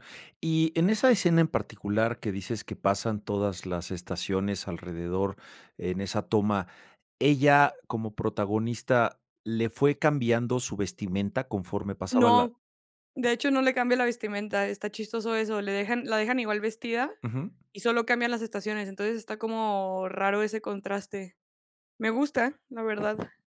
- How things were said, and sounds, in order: other noise
- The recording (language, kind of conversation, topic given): Spanish, podcast, ¿Qué película o serie te inspira a la hora de vestirte?